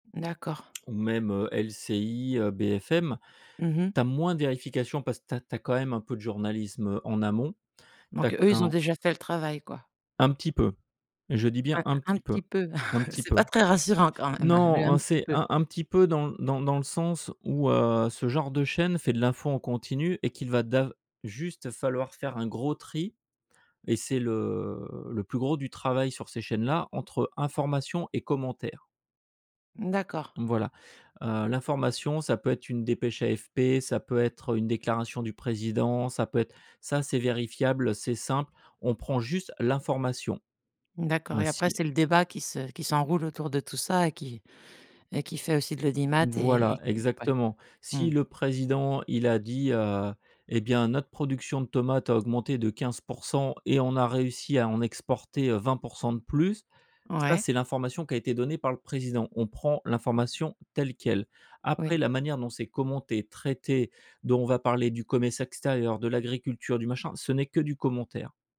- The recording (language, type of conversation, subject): French, podcast, Comment vérifies-tu qu’une information en ligne est fiable ?
- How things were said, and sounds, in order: chuckle